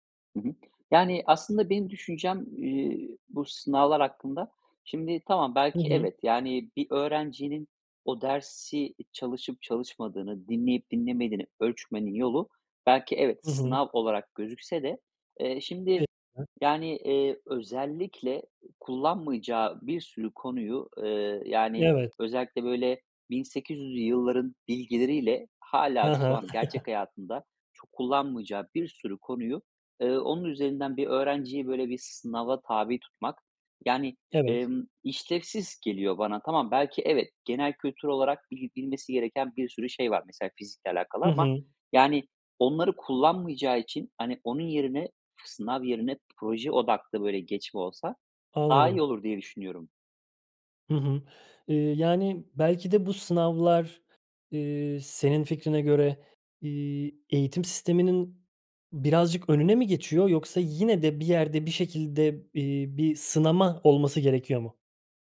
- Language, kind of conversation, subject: Turkish, podcast, Sınav odaklı eğitim hakkında ne düşünüyorsun?
- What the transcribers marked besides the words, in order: other background noise; unintelligible speech; chuckle; tapping